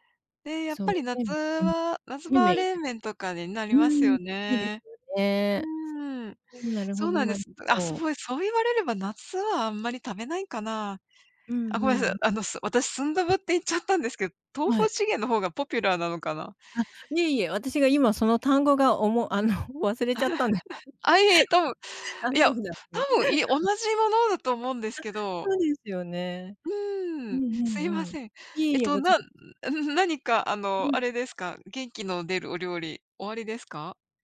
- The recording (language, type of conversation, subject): Japanese, unstructured, 食べると元気が出る料理はありますか？
- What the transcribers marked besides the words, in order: chuckle; chuckle; other background noise; chuckle